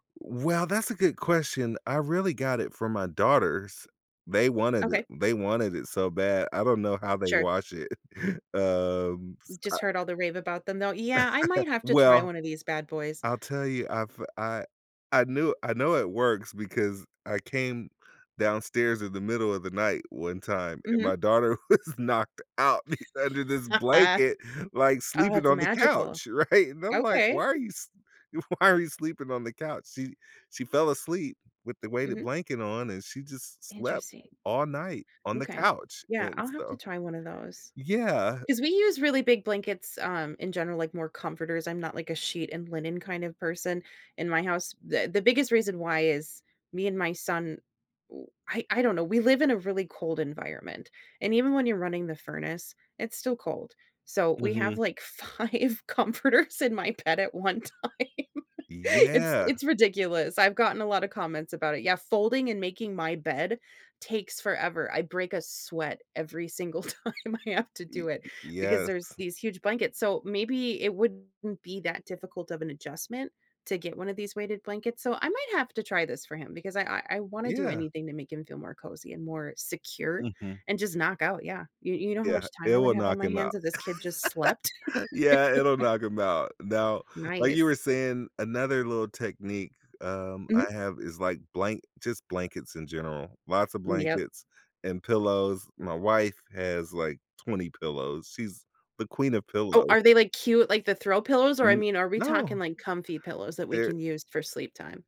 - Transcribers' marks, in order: chuckle; laughing while speaking: "was"; stressed: "out"; laughing while speaking: "be"; laugh; tapping; laughing while speaking: "right?"; laughing while speaking: "why"; laughing while speaking: "five comforters"; laughing while speaking: "time"; laughing while speaking: "time I"; laugh
- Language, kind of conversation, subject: English, unstructured, How can I calm my mind for better sleep?
- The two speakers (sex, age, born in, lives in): female, 35-39, United States, United States; male, 50-54, United States, United States